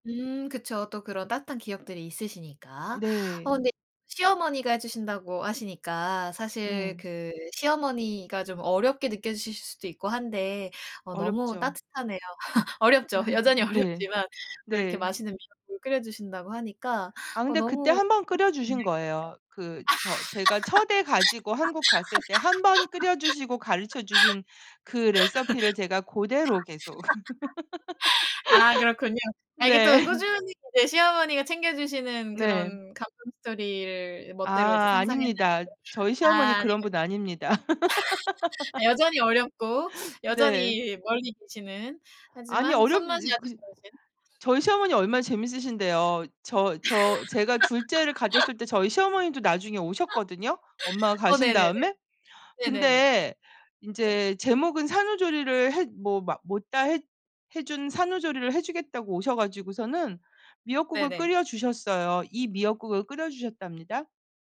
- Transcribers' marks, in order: laugh; laugh; laughing while speaking: "어렵지만"; laugh; "레시피를" said as "레서피를"; laugh; laughing while speaking: "네"; laugh; tapping; laugh; laugh
- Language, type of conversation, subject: Korean, podcast, 불안할 때 자주 먹는 위안 음식이 있나요?